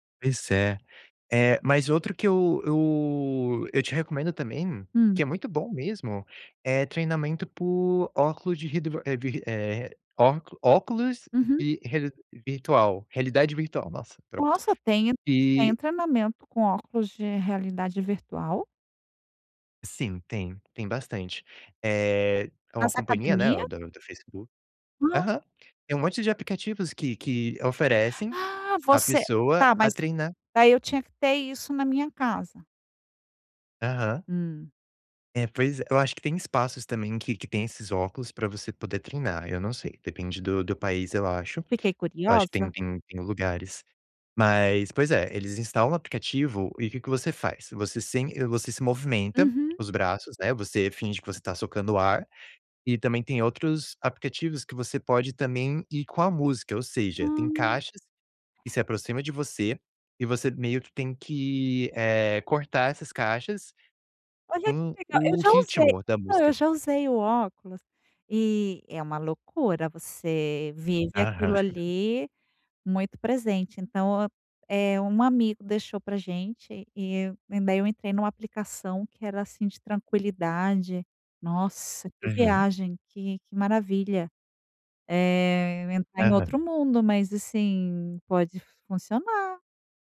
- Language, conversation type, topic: Portuguese, advice, Como posso variar minha rotina de treino quando estou entediado(a) com ela?
- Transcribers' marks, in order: tapping